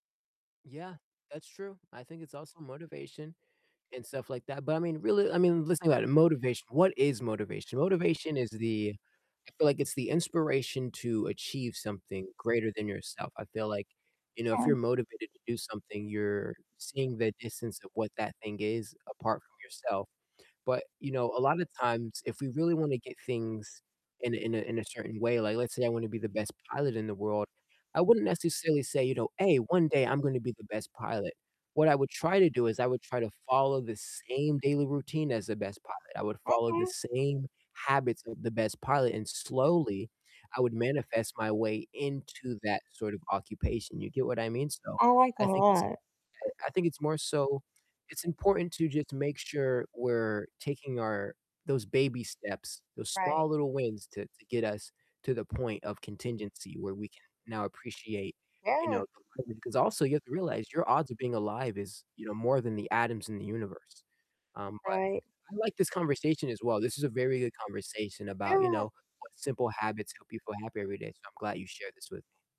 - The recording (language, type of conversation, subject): English, unstructured, What simple habits help you feel happier every day?
- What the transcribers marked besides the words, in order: distorted speech; unintelligible speech